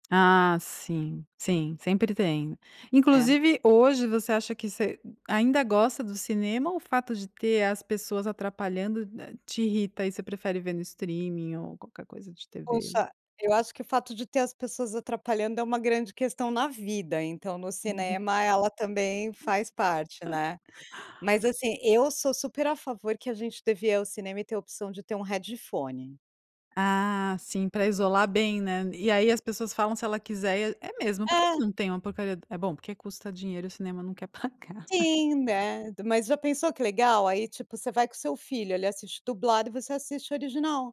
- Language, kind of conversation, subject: Portuguese, podcast, Como era ir ao cinema quando você era criança?
- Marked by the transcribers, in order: chuckle; tapping; in English: "headphone"; laughing while speaking: "pagar"; chuckle